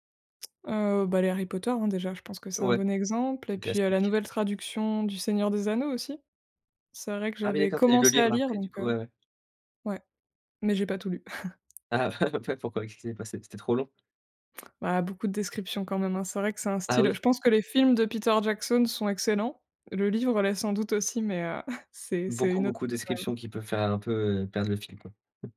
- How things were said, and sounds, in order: laugh; tapping; laugh; laugh
- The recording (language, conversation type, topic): French, podcast, Comment choisis-tu ce que tu regardes sur une plateforme de streaming ?